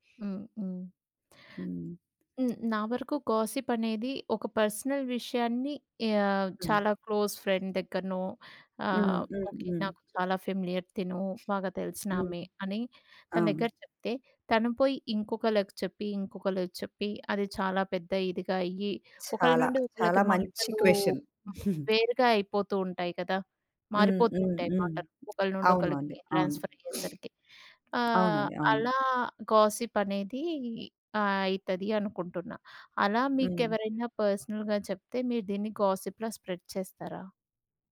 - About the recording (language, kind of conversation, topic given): Telugu, podcast, ఆఫీసు సంభాషణల్లో గాసిప్‌ను నియంత్రించడానికి మీ సలహా ఏమిటి?
- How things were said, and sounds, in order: in English: "గాసిప్"; in English: "పర్సనల్"; in English: "క్లోజ్ ఫ్రెండ్"; in English: "ఫెమిలియర్"; in English: "క్వషన్"; giggle; other background noise; in English: "గాసిప్"; in English: "పర్సనల్‌గా"; in English: "గాసిప్‌లా స్ప్రెడ్"